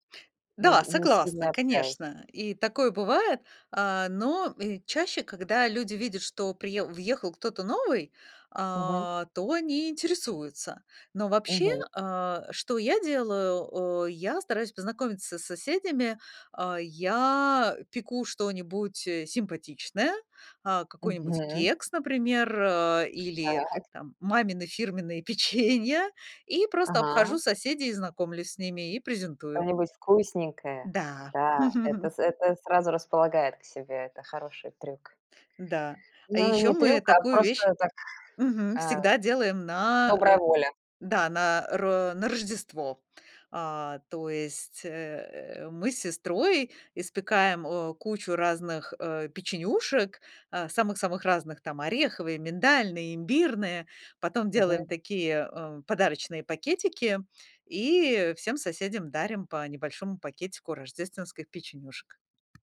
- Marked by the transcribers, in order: laughing while speaking: "печенья"; "печём" said as "испекаем"; tapping
- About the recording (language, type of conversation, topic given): Russian, podcast, Как справляться с одиночеством в большом городе?